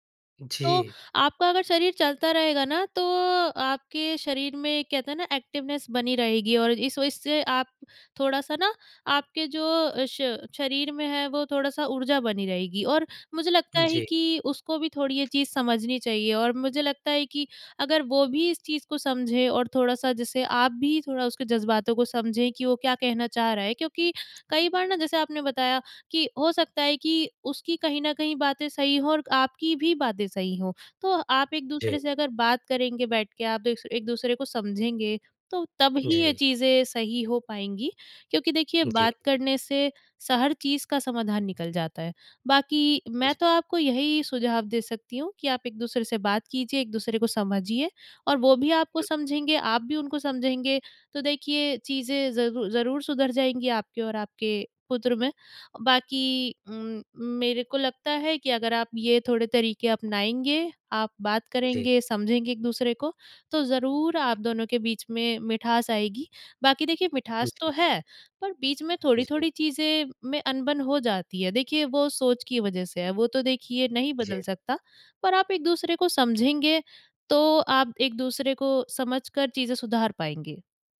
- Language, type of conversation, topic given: Hindi, advice, वयस्क संतान की घर वापसी से कौन-कौन से संघर्ष पैदा हो रहे हैं?
- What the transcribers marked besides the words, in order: in English: "एक्टिवनेस"; other background noise